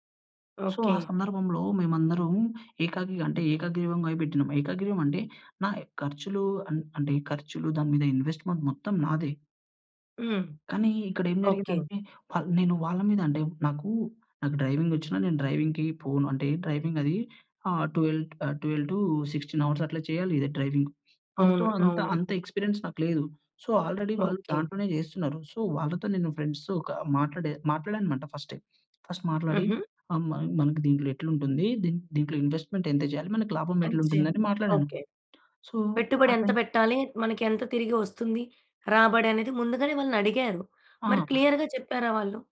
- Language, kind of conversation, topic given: Telugu, podcast, పడి పోయిన తర్వాత మళ్లీ లేచి నిలబడేందుకు మీ రహసం ఏమిటి?
- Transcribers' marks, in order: in English: "సో"; in English: "ఇన్వెస్ట్మెంట్"; in English: "డ్రైవింగ్"; in English: "డ్రైవింగ్‌కి"; in English: "డ్రైవింగ్"; in English: "ట్వెల్వ్ ఆహ్, ట్వెల్వ్ టు సిక్స్టీన్ అవర్స్"; in English: "డ్రైవింగ్"; in English: "ఎక్స్పీరియన్స్"; in English: "సో, ఆల్రెడీ వాళ్ళు"; in English: "సో"; in English: "ఫ్రెండ్స్‌తో"; in English: "ఫస్ట్"; in English: "ఇన్వెస్ట్మెంట్"; in English: "సో"; in English: "క్లియర్‌గా"